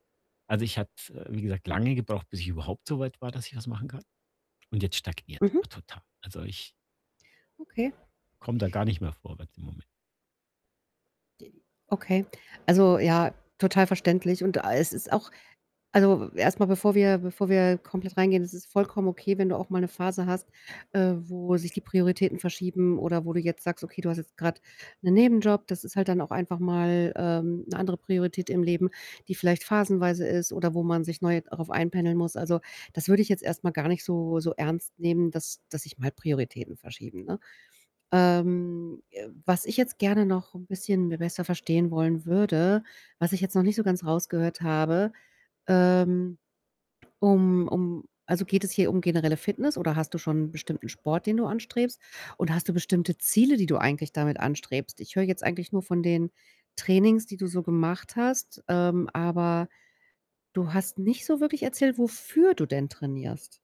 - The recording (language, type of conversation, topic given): German, advice, Wie kann ich mein Leistungsplateau im Training überwinden?
- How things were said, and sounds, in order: static; drawn out: "Ähm"; tapping; stressed: "wofür"